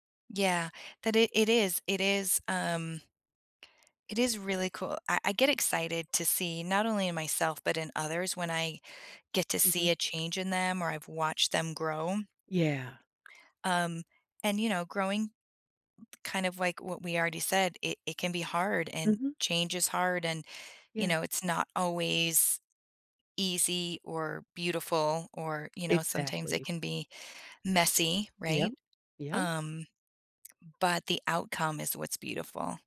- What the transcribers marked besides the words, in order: none
- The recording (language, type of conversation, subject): English, unstructured, How has conflict unexpectedly brought people closer?
- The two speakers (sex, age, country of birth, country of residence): female, 45-49, United States, United States; female, 50-54, United States, United States